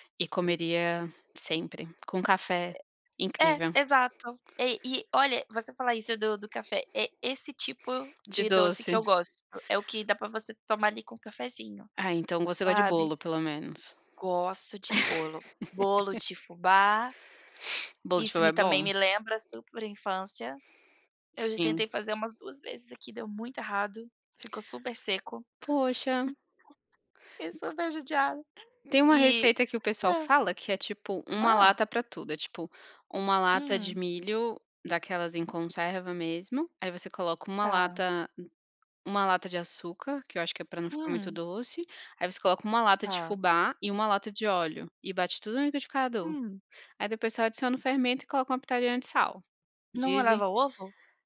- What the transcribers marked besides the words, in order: laugh; tapping; other background noise; chuckle
- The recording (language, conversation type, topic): Portuguese, unstructured, Qual comida te lembra a sua infância?